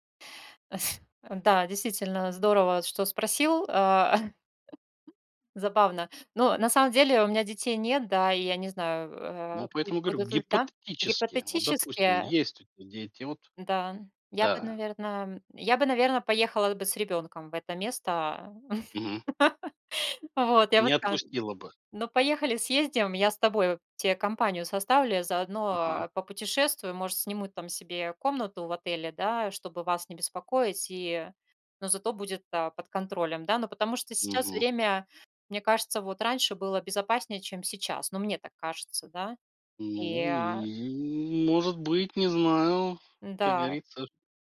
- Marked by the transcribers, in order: snort; chuckle; laugh
- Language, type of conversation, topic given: Russian, podcast, Как вы решаетесь на крупные жизненные перемены, например на переезд?